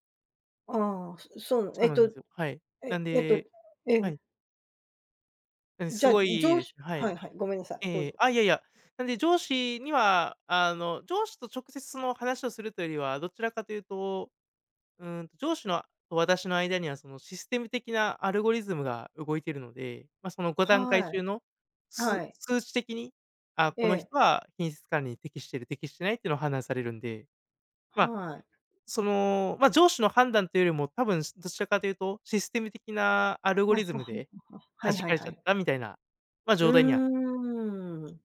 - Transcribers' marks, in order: other background noise
- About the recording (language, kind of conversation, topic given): Japanese, advice, 小さな失敗でモチベーションが下がるのはなぜですか？